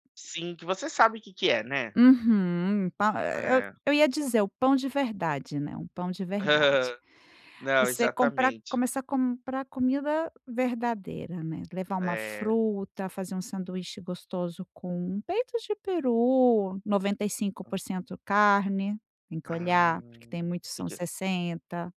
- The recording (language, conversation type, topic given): Portuguese, advice, Como posso reconhecer a diferença entre fome emocional e fome física?
- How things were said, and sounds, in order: giggle